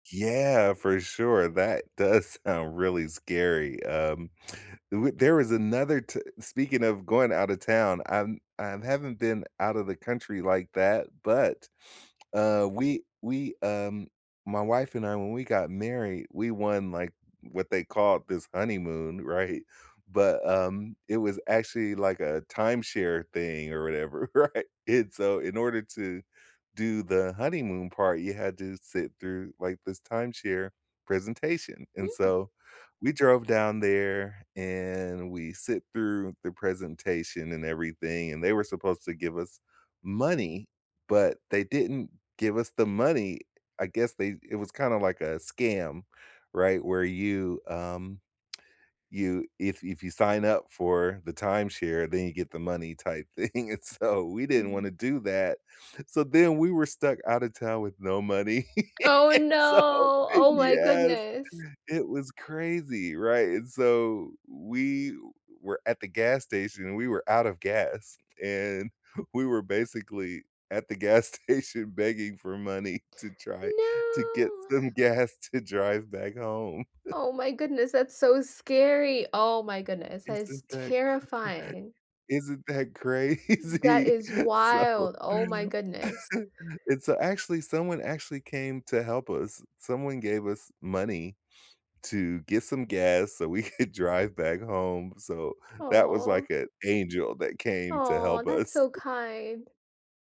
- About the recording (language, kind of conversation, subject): English, unstructured, Is there a moment in your past that you wish you could change?
- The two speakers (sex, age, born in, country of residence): female, 25-29, United States, United States; male, 50-54, United States, United States
- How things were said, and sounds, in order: laughing while speaking: "sound"; laughing while speaking: "right?"; laughing while speaking: "thing, and so"; drawn out: "no!"; laugh; laughing while speaking: "So, yes!"; laughing while speaking: "gas station begging for money … drive back home"; drawn out: "No"; laugh; laughing while speaking: "cra"; chuckle; laughing while speaking: "crazy? So"; chuckle; laughing while speaking: "could"; tapping; chuckle